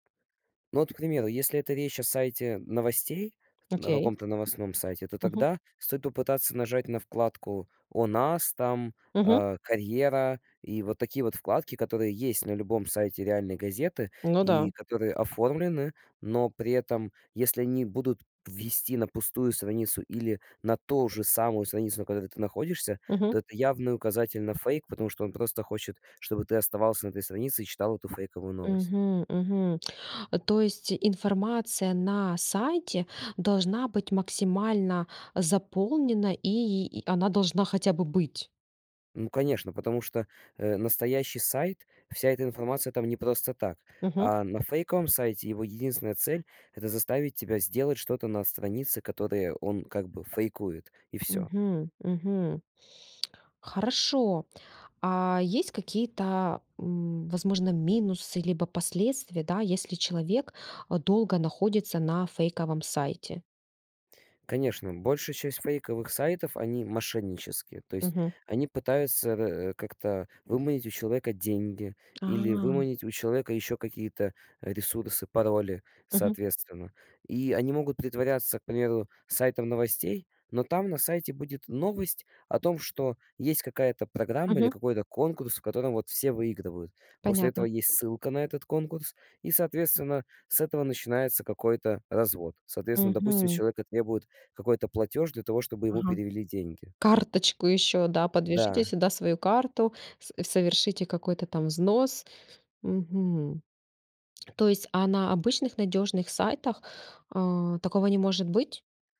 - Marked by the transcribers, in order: tapping; tsk
- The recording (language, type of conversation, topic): Russian, podcast, Как отличить надёжный сайт от фейкового?